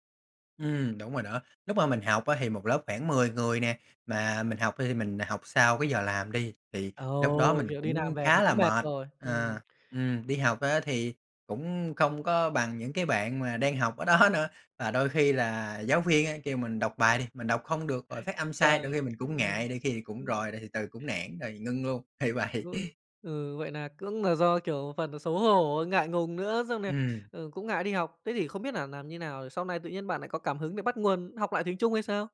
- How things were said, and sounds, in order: tapping; "làm" said as "nàm"; laughing while speaking: "đó"; unintelligible speech; other background noise; laughing while speaking: "thì vậy"; chuckle; "làm" said as "nàm"
- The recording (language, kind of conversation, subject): Vietnamese, podcast, Bạn làm thế nào để duy trì động lực lâu dài?